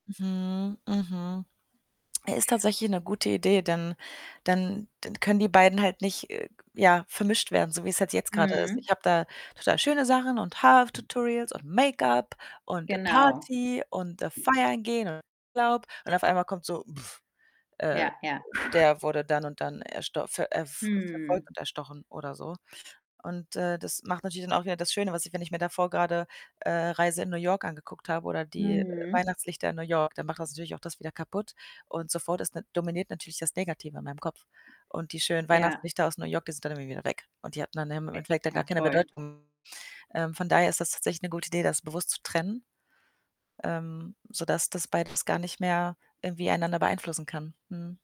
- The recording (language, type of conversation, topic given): German, advice, Wie kann ich mit meinen Sorgen über eine unvorhersehbare Zukunft angesichts globaler Ereignisse umgehen?
- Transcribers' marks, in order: static; other background noise; distorted speech; other noise